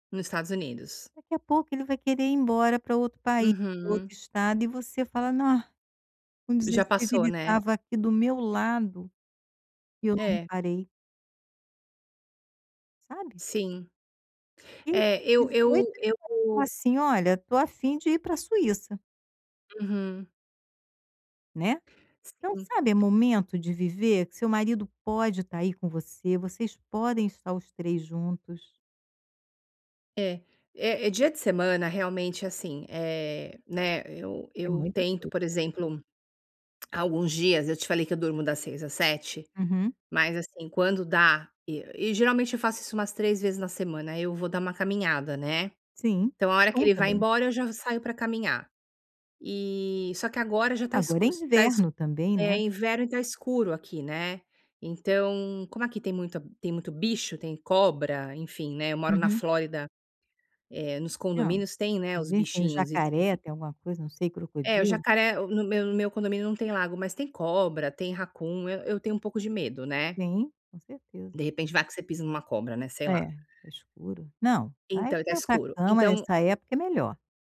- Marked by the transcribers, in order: tapping; tongue click; in English: "raccoon"
- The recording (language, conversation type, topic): Portuguese, advice, Como posso criar rotinas de lazer sem me sentir culpado?